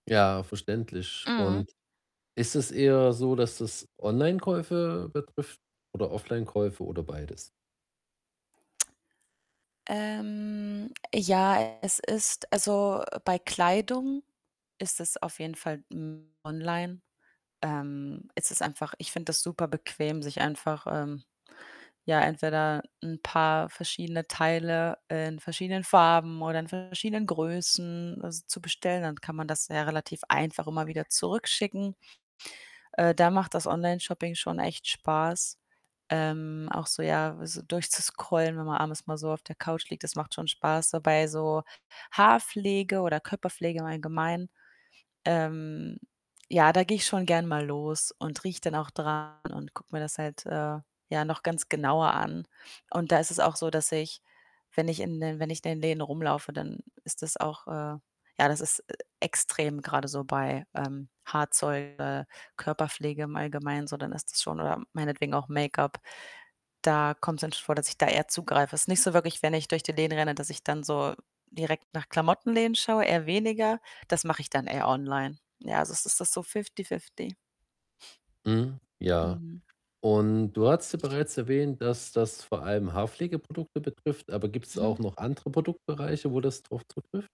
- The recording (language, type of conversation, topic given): German, advice, Warum fühle ich mich beim Einkaufen oft überfordert und habe Schwierigkeiten, Kaufentscheidungen zu treffen?
- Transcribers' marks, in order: distorted speech; other background noise; tapping